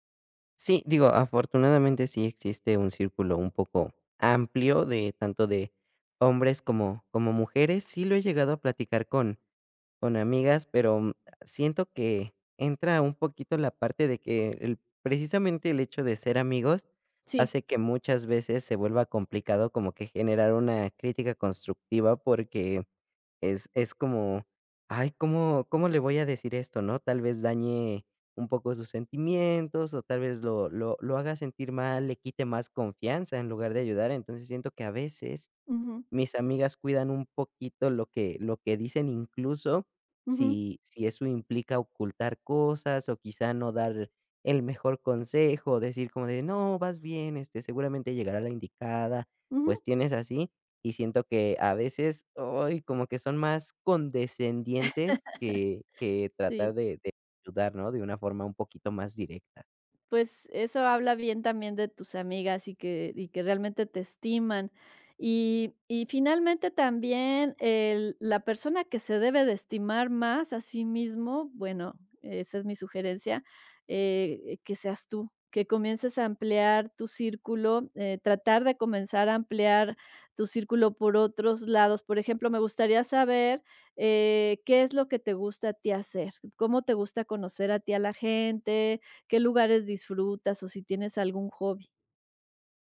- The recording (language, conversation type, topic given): Spanish, advice, ¿Cómo puedo ganar confianza para iniciar y mantener citas románticas?
- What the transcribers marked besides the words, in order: laugh